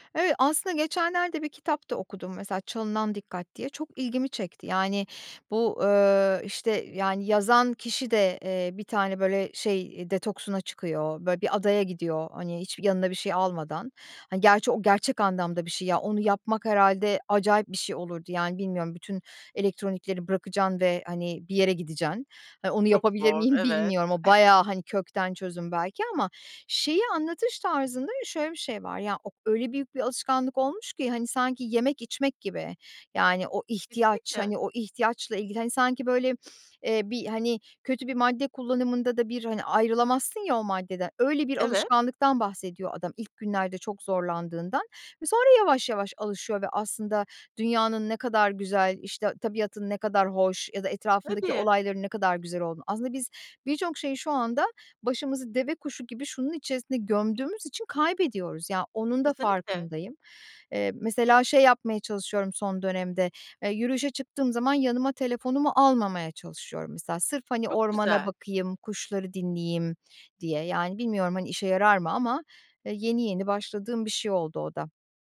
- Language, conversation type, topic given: Turkish, advice, Telefon ve sosyal medya sürekli dikkat dağıtıyor
- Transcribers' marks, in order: giggle; other background noise